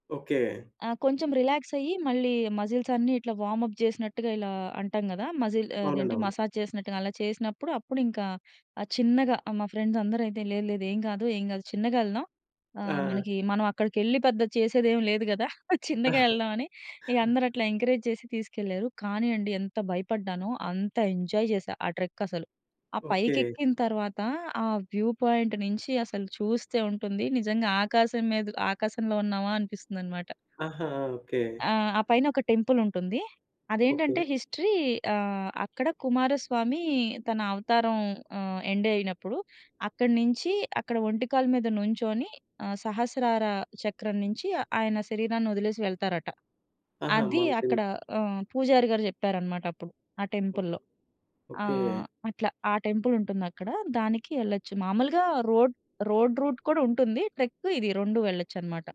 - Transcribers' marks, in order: in English: "రిలాక్స్"; in English: "మజిల్స్"; in English: "వార్మ్‌అప్"; in English: "మజిల్"; in English: "మసాజ్"; in English: "ఫ్రెండ్స్"; chuckle; in English: "ఎంకరేజ్"; in English: "ఎంజాయ్"; in English: "ట్రెక్"; tapping; in English: "వ్యూ పాయింట్"; in English: "టెంపుల్"; in English: "హిస్టరీ"; in English: "ఎండ్"; in English: "టెంపుల్‌లో"; in English: "టెంపుల్"; in English: "రోడ్ రోడ్ రూట్"; in English: "ట్రెక్"
- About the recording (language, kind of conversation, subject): Telugu, podcast, స్నేహితులతో కలిసి చేసిన సాహసం మీకు ఎలా అనిపించింది?
- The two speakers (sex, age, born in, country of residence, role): female, 30-34, India, India, guest; male, 30-34, India, India, host